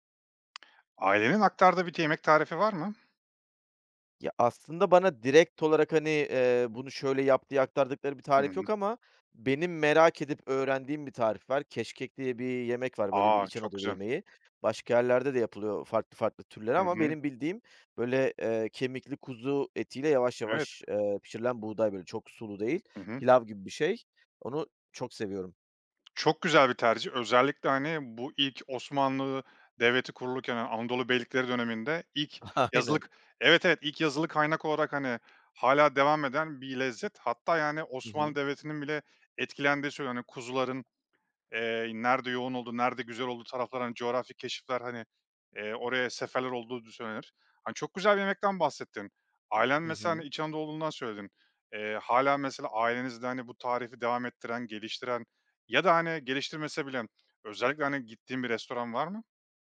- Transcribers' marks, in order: other background noise; tapping; laughing while speaking: "Aynen"
- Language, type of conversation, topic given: Turkish, podcast, Ailenin aktardığı bir yemek tarifi var mı?